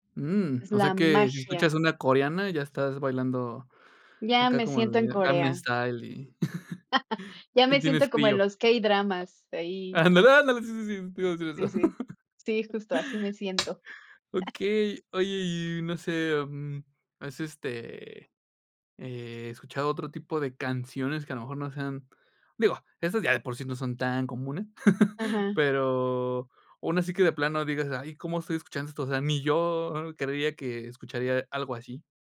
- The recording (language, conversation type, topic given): Spanish, podcast, ¿Qué papel juega el idioma de las canciones en las listas que sueles escuchar?
- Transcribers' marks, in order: other background noise; laugh; chuckle; laugh; tapping; chuckle; chuckle; drawn out: "Pero"